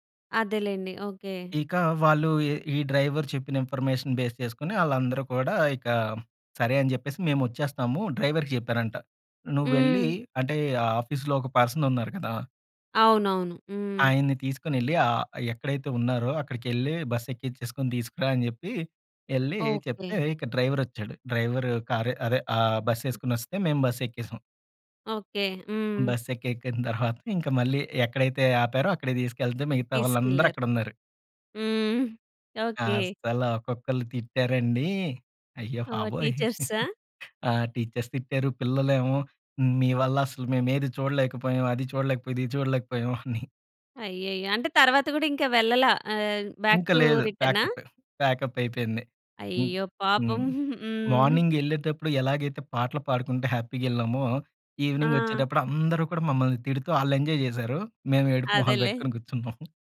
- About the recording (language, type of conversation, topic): Telugu, podcast, ప్రయాణంలో తప్పిపోయి మళ్లీ దారి కనిపెట్టిన క్షణం మీకు ఎలా అనిపించింది?
- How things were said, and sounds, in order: in English: "ఇన్ఫర్మేషన్ బేస్"; in English: "ఆఫీస్‌లో"; in English: "పర్సన్"; chuckle; in English: "టీచర్స్"; other background noise; laughing while speaking: "అని"; tapping; in English: "బాక్ టు రిటర్నా?"; in English: "ప్యాకప్"; giggle; in English: "హ్యాపీగెళ్ళామో ఈవెనింగ్"